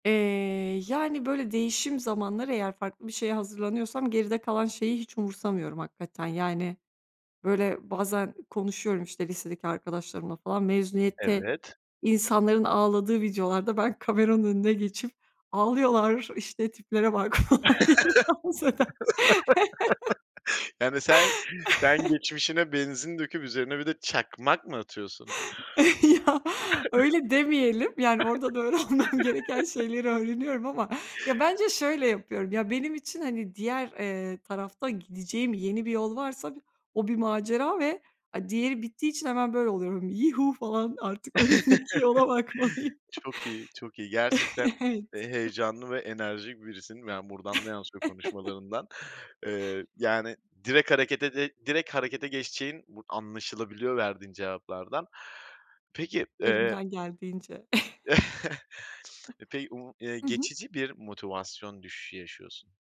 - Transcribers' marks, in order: other background noise; tapping; laugh; laughing while speaking: "falan diye insan"; unintelligible speech; laugh; laughing while speaking: "Ya"; chuckle; laughing while speaking: "öğrenmem gereken"; laugh; laughing while speaking: "önümdeki yola bakmalıyım. Evet"; chuckle; chuckle; chuckle
- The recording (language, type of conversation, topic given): Turkish, podcast, Hayatta bir amaç duygusu hissetmediğinde ne yaparsın?